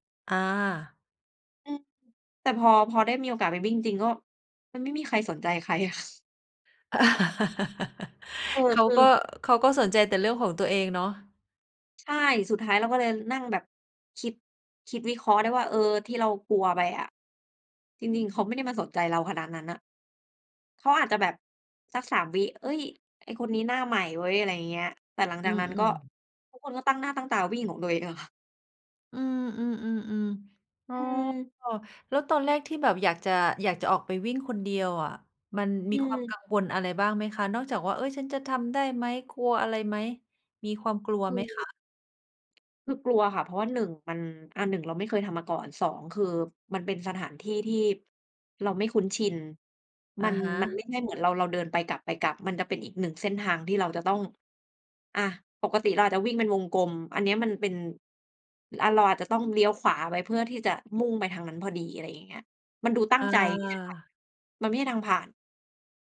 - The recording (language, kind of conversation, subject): Thai, unstructured, คุณเริ่มต้นฝึกทักษะใหม่ ๆ อย่างไรเมื่อไม่มีประสบการณ์?
- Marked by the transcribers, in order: chuckle; laugh; other noise